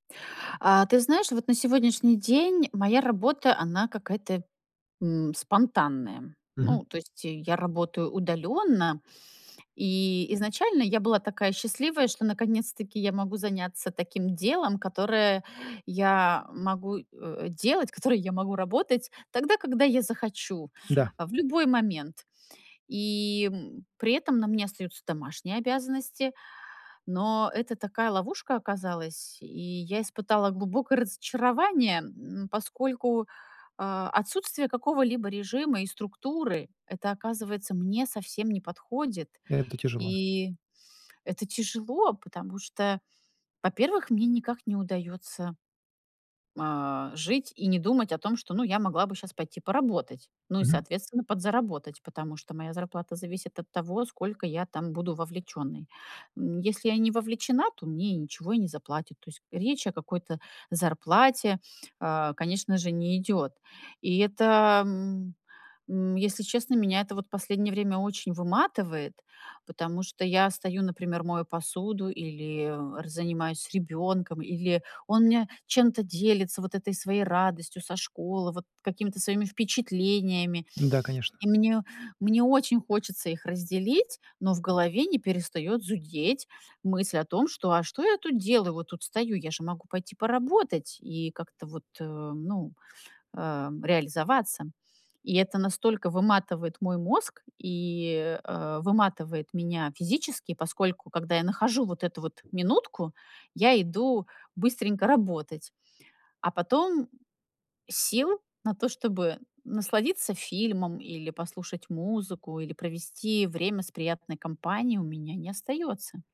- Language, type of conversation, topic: Russian, advice, Почему я так устаю, что не могу наслаждаться фильмами или музыкой?
- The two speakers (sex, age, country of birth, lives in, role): female, 40-44, Russia, United States, user; male, 45-49, Russia, United States, advisor
- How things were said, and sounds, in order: tapping; other background noise